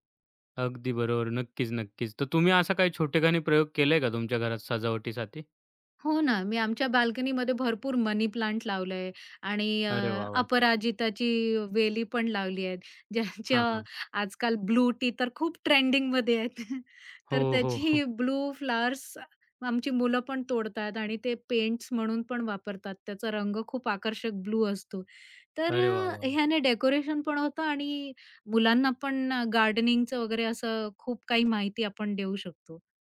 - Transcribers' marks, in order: laughing while speaking: "ज्यांच्या"; chuckle; other background noise
- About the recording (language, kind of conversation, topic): Marathi, podcast, घर सजावटीत साधेपणा आणि व्यक्तिमत्त्व यांचे संतुलन कसे साधावे?